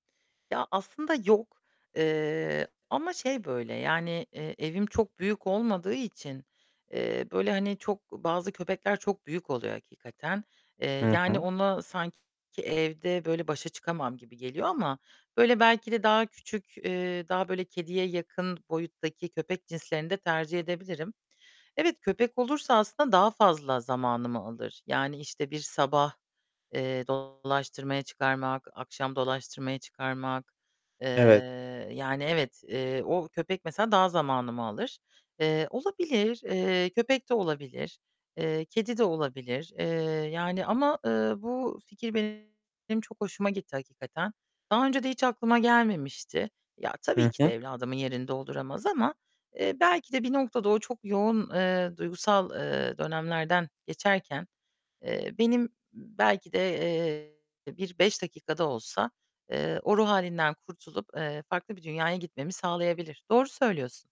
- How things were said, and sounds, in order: static; tapping; other background noise; distorted speech
- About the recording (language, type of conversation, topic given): Turkish, advice, Çocuklarınız evden ayrıldıktan sonra ebeveyn rolünüze nasıl uyum sağlıyorsunuz?
- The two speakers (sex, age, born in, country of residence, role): female, 30-34, Turkey, Germany, user; male, 25-29, Turkey, Poland, advisor